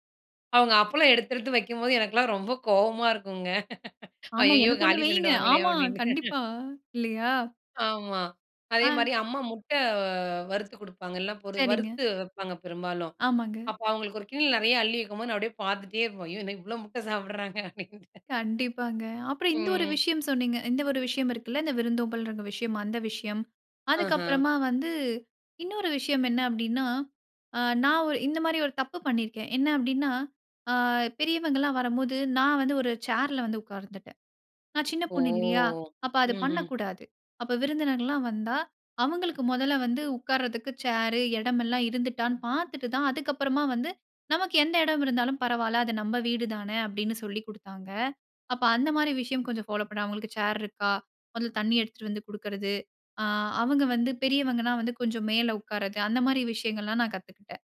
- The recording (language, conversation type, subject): Tamil, podcast, மாமா, பாட்டி போன்ற பெரியவர்கள் வீட்டுக்கு வரும்போது எப்படிப் மரியாதை காட்ட வேண்டும்?
- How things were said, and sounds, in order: laughing while speaking: "அவங்க அப்பளம் எடுத்தெடுத்து வைக்கும்போது, எனக்கெல்லாம் ரொம்ப கோவமா இருக்குங்க, அய்யயோ காலி பண்ணிருவாங்களே அப்படின்னு"; "கிண்ணத்துல" said as "கிண்ணில"; laughing while speaking: "சாப்பிடுறாங்க அப்படின்ட்டு"; drawn out: "ஓ!"